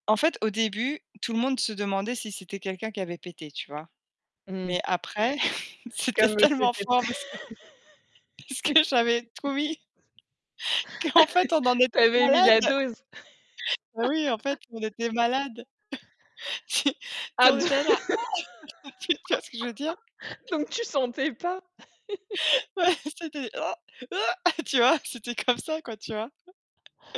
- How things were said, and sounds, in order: distorted speech; chuckle; laughing while speaking: "parce que parce que j'avais … en était malade"; laugh; tapping; chuckle; other background noise; laugh; chuckle; laughing while speaking: "Ah d donc tu sentais pas"; laugh; chuckle; laughing while speaking: "Tu tu"; chuckle; laugh; laughing while speaking: "Ouais"; chuckle; laughing while speaking: "C'était comme ça"; chuckle
- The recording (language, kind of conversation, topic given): French, unstructured, Quelle est la chose la plus drôle qui te soit arrivée quand tu étais jeune ?